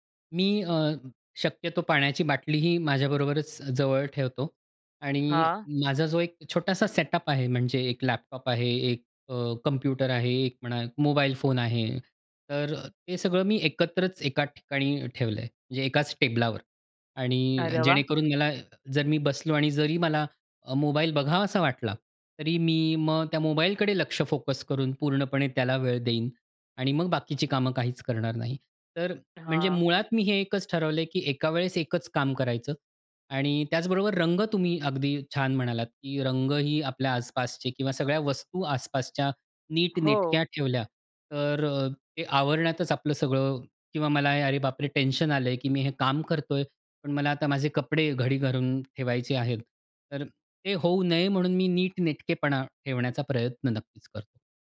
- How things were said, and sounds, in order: none
- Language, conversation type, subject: Marathi, podcast, फोकस टिकवण्यासाठी तुमच्याकडे काही साध्या युक्त्या आहेत का?